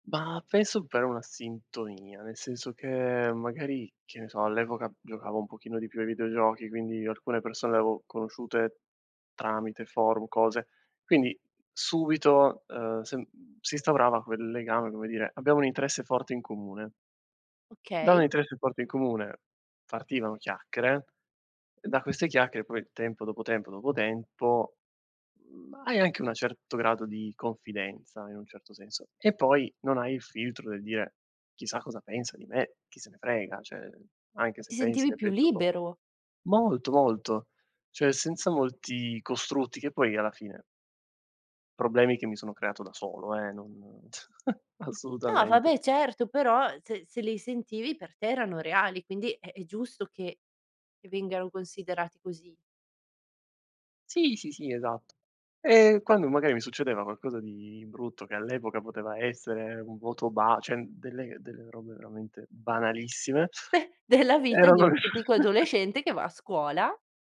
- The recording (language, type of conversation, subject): Italian, podcast, Che ruolo hanno i social nella tua rete di supporto?
- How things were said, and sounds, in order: tapping; "chiacchiere" said as "chiacchere"; "dire" said as "die"; "Cioè" said as "ceh"; chuckle; "qualcosa" said as "quacosa"; "cioè" said as "ceh"; other background noise; chuckle